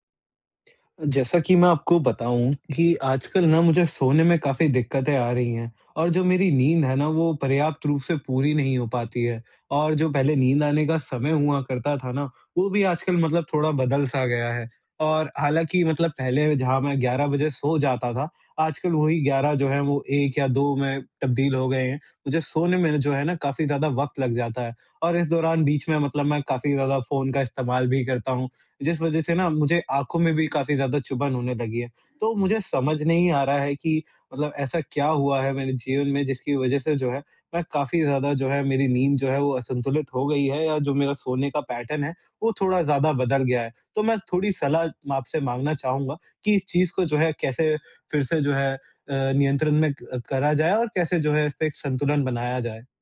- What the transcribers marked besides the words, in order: in English: "पैटर्न"
- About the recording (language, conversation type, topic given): Hindi, advice, आपकी नींद का समय कितना अनियमित रहता है और आपको पर्याप्त नींद क्यों नहीं मिल पाती?